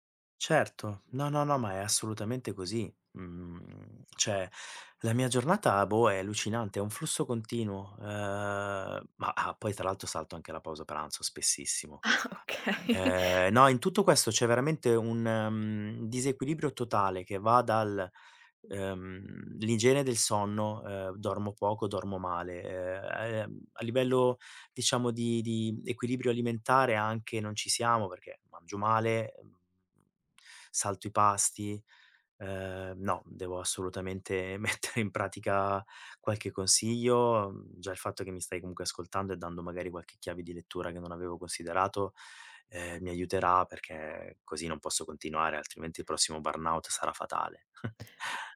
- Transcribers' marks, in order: "cioè" said as "ceh"; laughing while speaking: "Ah okay"; tapping; laughing while speaking: "mettere"; in English: "burnout"; chuckle
- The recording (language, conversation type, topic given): Italian, advice, Come posso gestire l’esaurimento e lo stress da lavoro in una start-up senza pause?